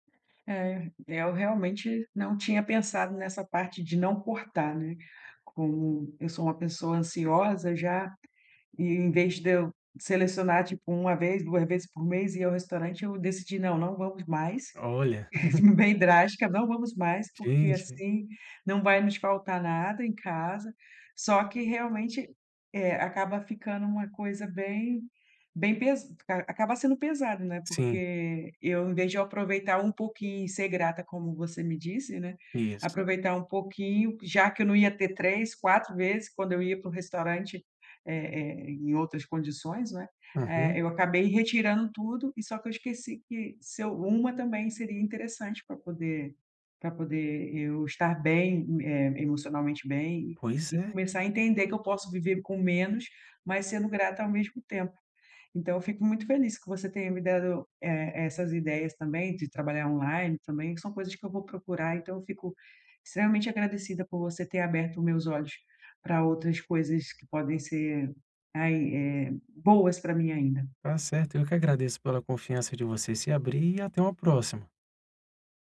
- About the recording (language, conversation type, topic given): Portuguese, advice, Como posso reduzir meu consumo e viver bem com menos coisas no dia a dia?
- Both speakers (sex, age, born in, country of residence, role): female, 40-44, Brazil, Portugal, user; male, 40-44, Brazil, Portugal, advisor
- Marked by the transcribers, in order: chuckle